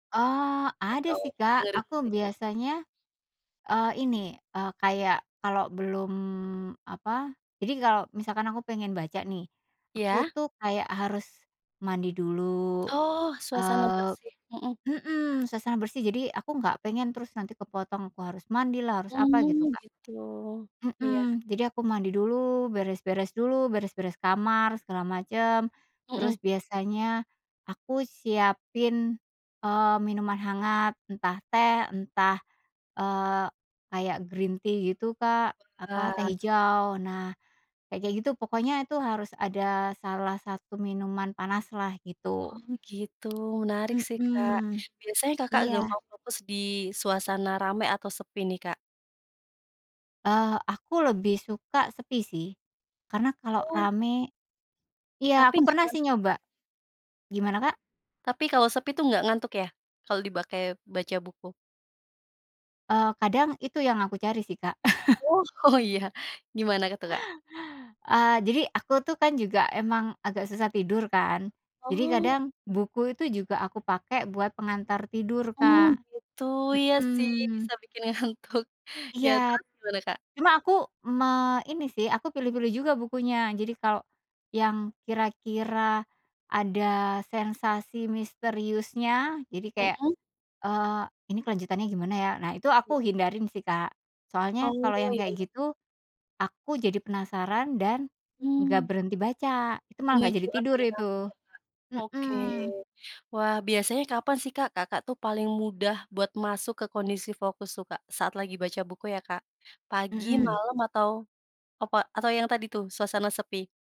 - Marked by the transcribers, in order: in English: "green tea"; chuckle; laughing while speaking: "ngantuk"
- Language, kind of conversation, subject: Indonesian, podcast, Bagaimana caramu masuk ke kondisi fokus saat sedang asyik menjalani hobi?
- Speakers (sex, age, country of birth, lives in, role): female, 25-29, Indonesia, Indonesia, host; female, 40-44, Indonesia, Indonesia, guest